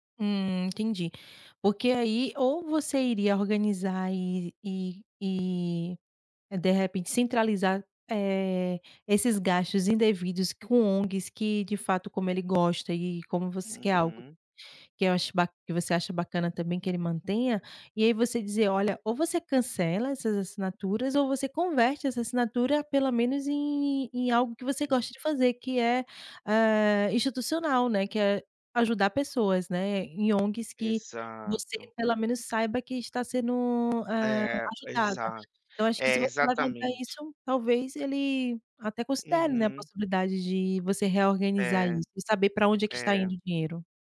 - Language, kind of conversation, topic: Portuguese, advice, Como lidar com assinaturas acumuladas e confusas que drenan seu dinheiro?
- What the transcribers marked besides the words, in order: tapping; drawn out: "Exato"